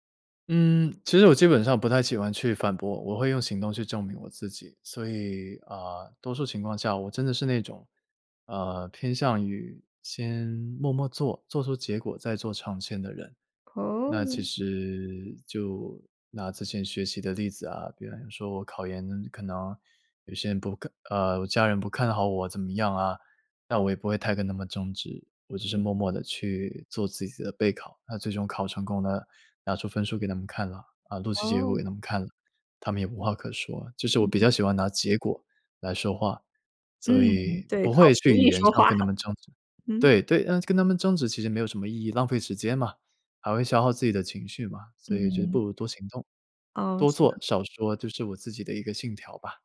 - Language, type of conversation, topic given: Chinese, podcast, 怎样用行动证明自己的改变？
- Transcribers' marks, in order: "之" said as "滋"; "如" said as "然"; other noise; other background noise; laughing while speaking: "话"; chuckle